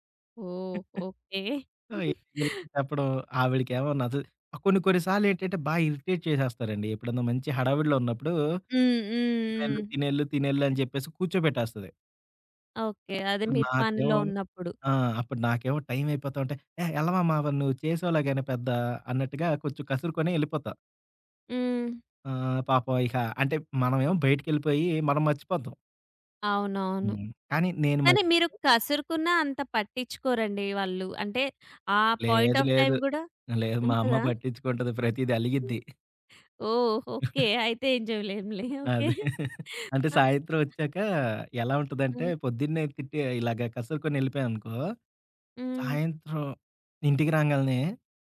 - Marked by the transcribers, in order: chuckle; in English: "సో"; chuckle; in English: "ఇరిటేట్"; other background noise; unintelligible speech; in English: "పాయింట్ ఆఫ్ టైమ్"; giggle; chuckle; "జేయలేం‌లే" said as "జేవలేంలే"; chuckle; giggle
- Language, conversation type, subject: Telugu, podcast, మీ కుటుంబంలో ప్రేమను సాధారణంగా ఎలా తెలియజేస్తారు?